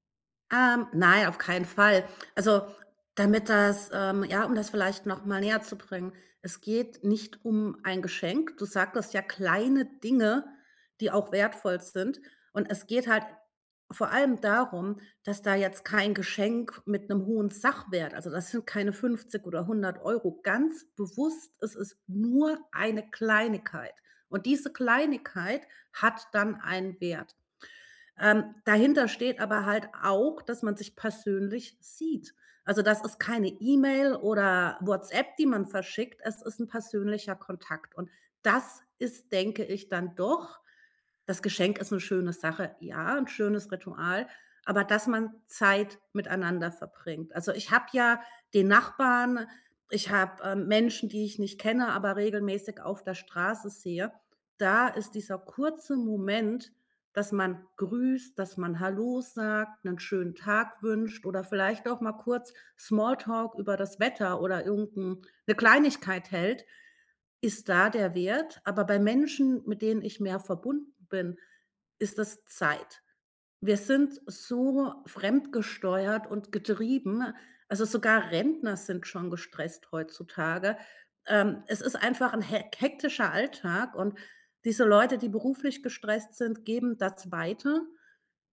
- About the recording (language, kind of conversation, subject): German, podcast, Welche kleinen Gesten stärken den Gemeinschaftsgeist am meisten?
- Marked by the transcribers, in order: none